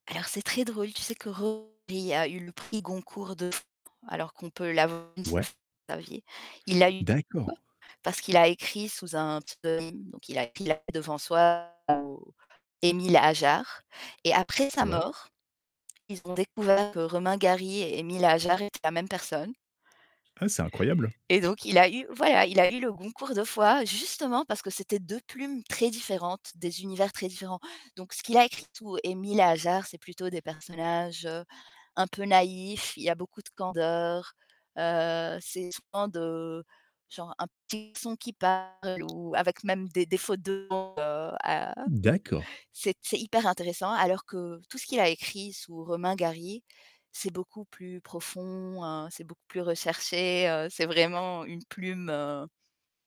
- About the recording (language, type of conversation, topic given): French, podcast, Comment gères-tu ton stress au quotidien ?
- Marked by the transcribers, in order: other background noise; unintelligible speech; unintelligible speech; distorted speech; unintelligible speech; unintelligible speech; unintelligible speech; static; unintelligible speech